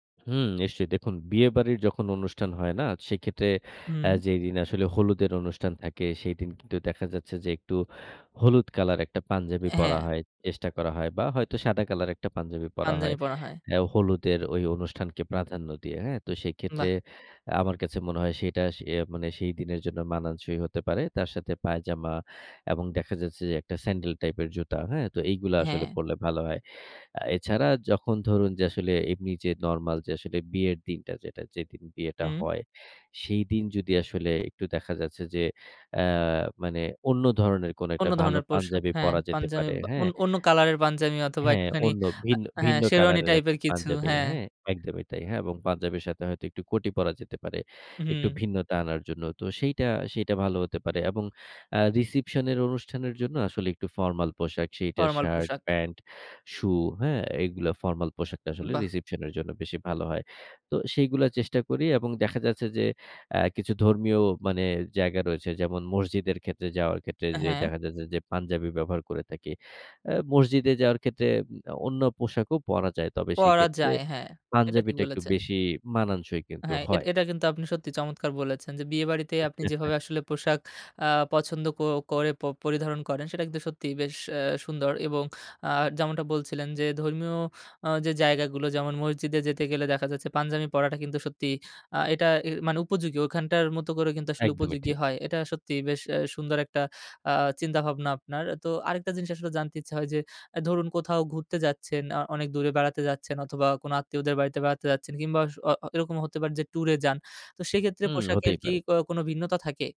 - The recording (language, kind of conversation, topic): Bengali, podcast, পোশাক বাছাই ও পরিধানের মাধ্যমে তুমি কীভাবে নিজের আত্মবিশ্বাস বাড়াও?
- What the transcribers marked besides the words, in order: chuckle